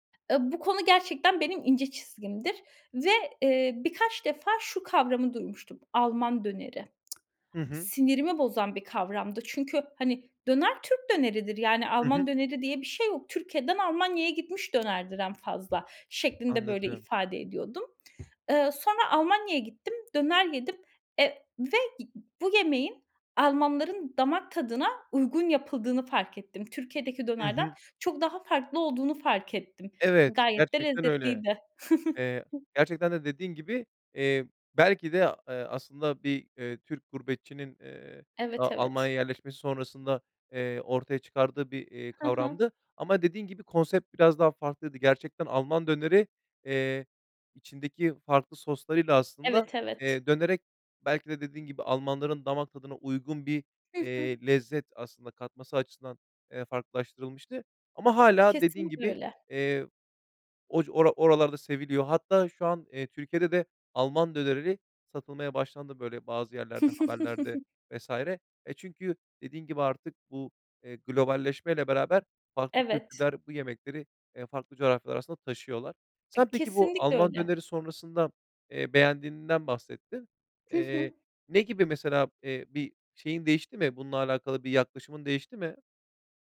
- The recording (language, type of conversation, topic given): Turkish, podcast, Göç yemekleri yeni kimlikler yaratır mı, nasıl?
- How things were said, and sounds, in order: other background noise; tsk; tapping; chuckle; other noise; chuckle